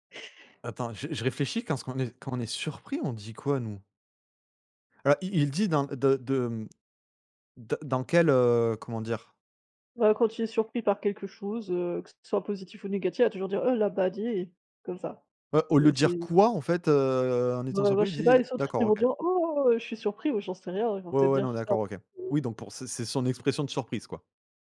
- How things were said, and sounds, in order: unintelligible speech
- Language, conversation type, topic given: French, unstructured, Qu’est-ce qui influence ta façon de t’exprimer ?